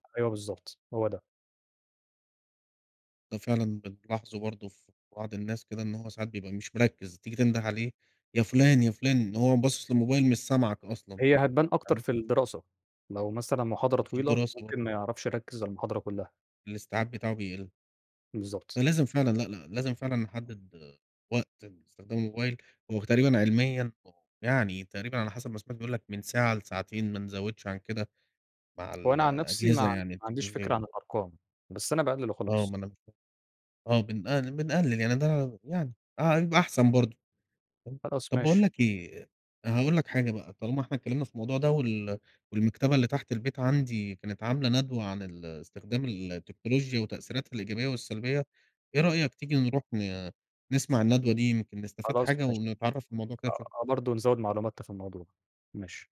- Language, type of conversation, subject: Arabic, unstructured, إزاي نقدر نستخدم التكنولوجيا بحكمة من غير ما تأثر علينا بالسلب؟
- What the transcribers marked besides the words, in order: tapping